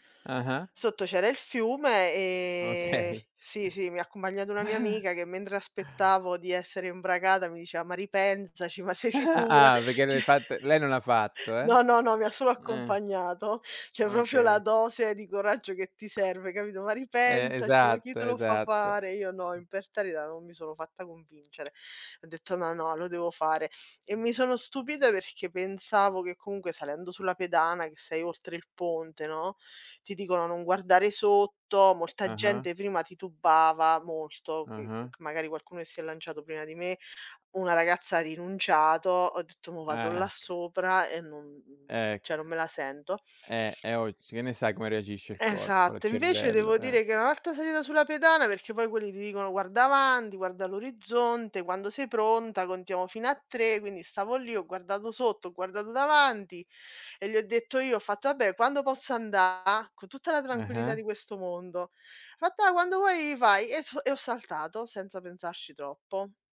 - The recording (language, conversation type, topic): Italian, unstructured, Qual è stato un momento in cui hai dovuto essere coraggioso?
- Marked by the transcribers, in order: laughing while speaking: "Okay"; "accompagnato" said as "accombagnato"; chuckle; "mentre" said as "mendre"; giggle; laughing while speaking: "sei sicura? ceh"; "Cioè" said as "ceh"; chuckle; "Cioè" said as "ceh"; "proprio" said as "propio"; tapping; other background noise; "perchè" said as "pechè"; "cioè" said as "ceh"; unintelligible speech; "avanti" said as "avandi"; "andare" said as "andaa"